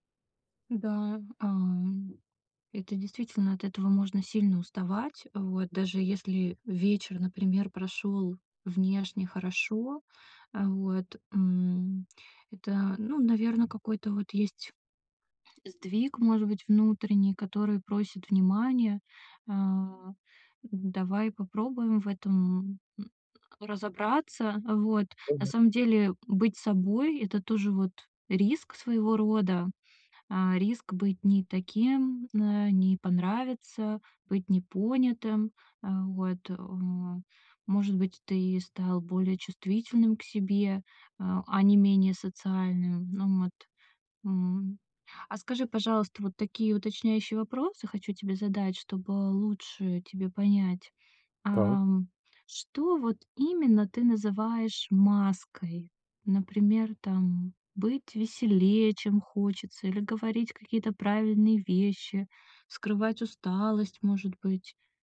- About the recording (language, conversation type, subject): Russian, advice, Как перестать бояться быть собой на вечеринках среди друзей?
- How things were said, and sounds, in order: tapping